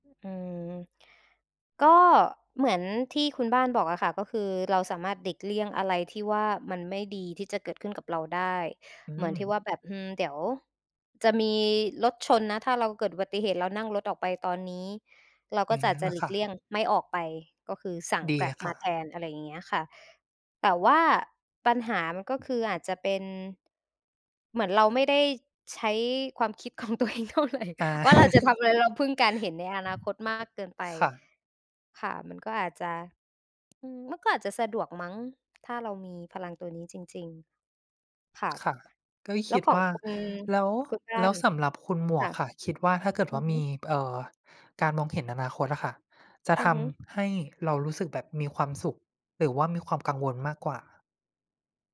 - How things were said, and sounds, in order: tapping; other background noise; laughing while speaking: "ของตัวเองเท่าไร"; chuckle; wind
- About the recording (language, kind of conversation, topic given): Thai, unstructured, คุณจะทำอย่างไรถ้าคุณพบว่าตัวเองสามารถมองเห็นอนาคตได้?
- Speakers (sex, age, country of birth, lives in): female, 25-29, Thailand, Thailand; other, 25-29, Thailand, Thailand